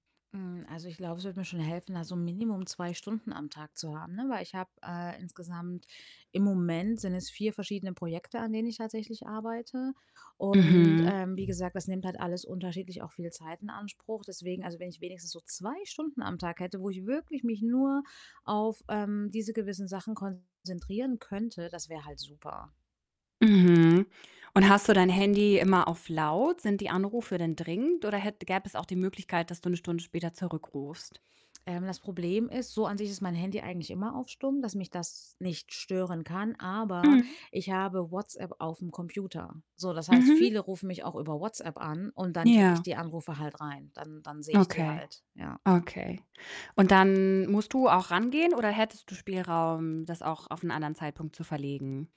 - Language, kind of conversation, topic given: German, advice, Wie kann ich verhindern, dass ich den ganzen Tag mit kleinen Aufgaben beschäftigt bin und keine Zeit für konzentrierte Arbeit habe?
- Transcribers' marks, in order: distorted speech; tapping